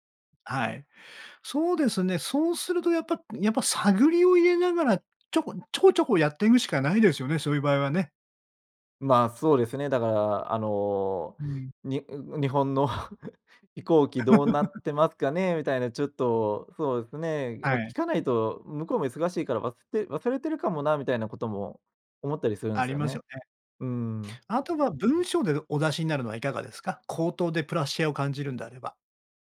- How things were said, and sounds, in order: other noise; groan; chuckle; laugh; "プレッシャー" said as "プラッシェア"
- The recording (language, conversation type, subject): Japanese, advice, 上司や同僚に自分の意見を伝えるのが怖いのはなぜですか？